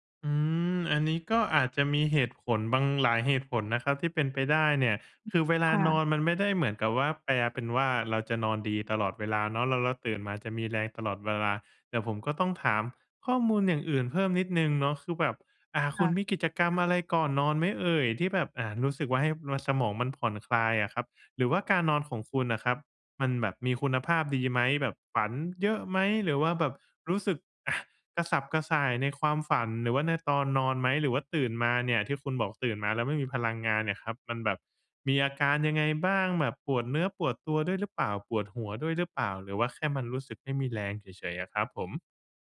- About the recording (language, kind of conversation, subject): Thai, advice, จะทำอย่างไรให้ตื่นเช้าทุกวันอย่างสดชื่นและไม่ง่วง?
- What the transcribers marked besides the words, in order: other background noise; "เวลา" said as "วาลา"